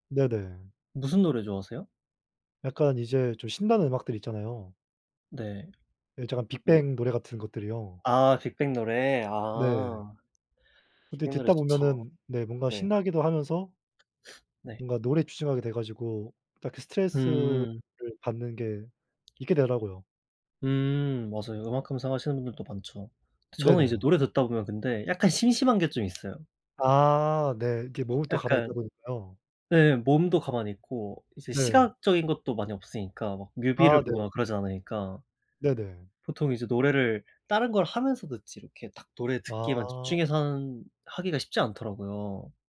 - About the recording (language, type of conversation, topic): Korean, unstructured, 스트레스를 받을 때 보통 어떻게 푸세요?
- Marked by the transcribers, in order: tapping; other background noise